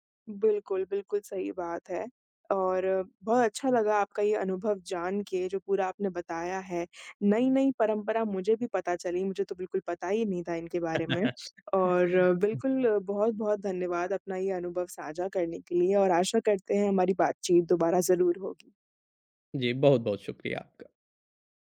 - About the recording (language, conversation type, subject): Hindi, podcast, आपके परिवार की सबसे यादगार परंपरा कौन-सी है?
- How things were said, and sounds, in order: laugh; other background noise